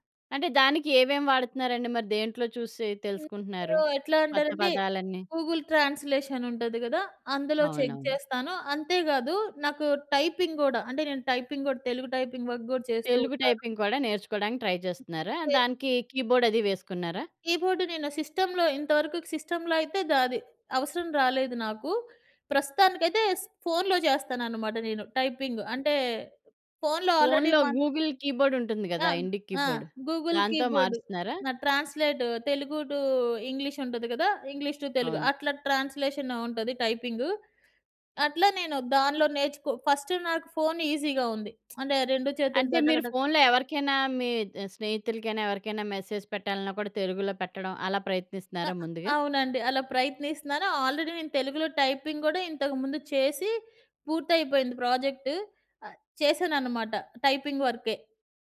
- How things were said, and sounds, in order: in English: "గూగుల్ ట్రాన్స్‌లేషన్"; in English: "చెక్"; in English: "టైపింగ్"; in English: "టైపింగ్"; in English: "టైపింగ్ వర్క్"; in English: "టైపింగ్"; in English: "ట్రై"; in English: "కీబోర్డ్"; in English: "కీబోర్డ్"; in English: "సిస్టమ్‌లో"; in English: "సిస్టమ్‌లో"; in English: "టైపింగ్"; in English: "ఆల్రెడీ"; in English: "గూగుల్ కీబోర్డ్"; in English: "ఇండిక్ కీబోర్డ్"; in English: "గూగుల్ కీబోర్డు"; in English: "ట్రాన్స్‌లేట్"; in English: "టు"; in English: "టు"; in English: "ట్రాన్స్‌లేషన్‌లో"; in English: "ఫస్ట్"; in English: "ఈజీగా"; lip smack; in English: "మెసేజ్"; in English: "ఆల్రెడీ"; in English: "టైపింగ్"; in English: "ప్రాజెక్ట్"; other noise; in English: "టైపింగ్"
- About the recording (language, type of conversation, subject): Telugu, podcast, సృజనశక్తిని పెంచుకోవడానికి మీరు ఏ అలవాట్లు పాటిస్తారు?